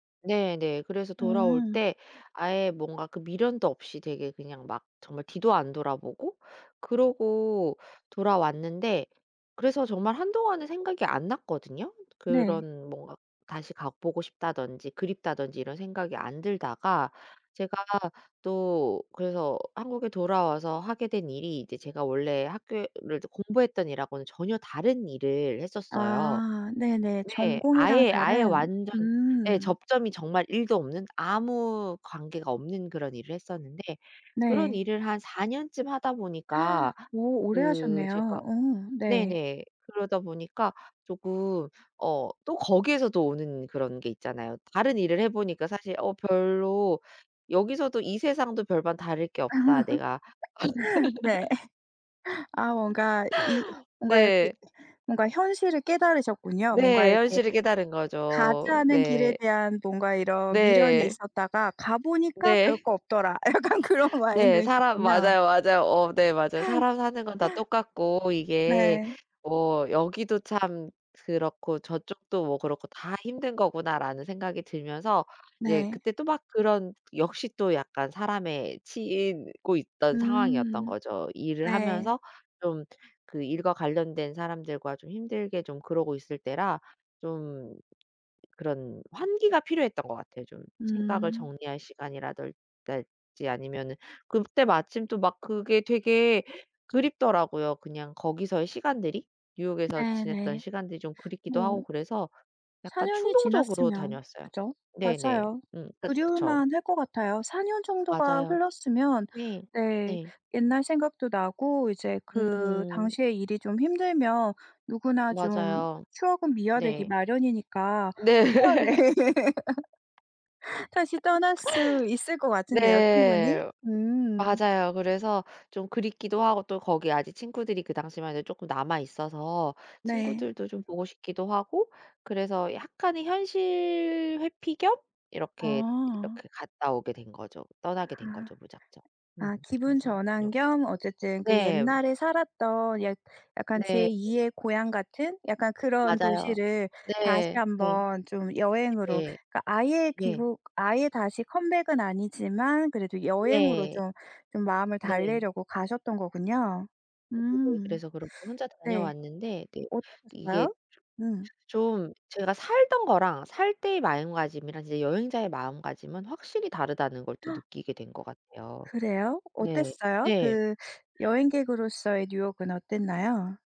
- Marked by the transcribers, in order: other background noise; gasp; laugh; tapping; laughing while speaking: "네"; laughing while speaking: "약간 그런 마인드셨군요"; laugh; laughing while speaking: "네, 사람 맞아요. 맞아요. 어 네 맞아요"; laugh; "치이고" said as "치인고"; "시간이라든지" said as "덜댔지"; laughing while speaking: "네"; laugh; laughing while speaking: "내"; laugh; gasp; inhale
- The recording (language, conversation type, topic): Korean, podcast, 가장 기억에 남는 혼자 여행 경험은 무엇인가요?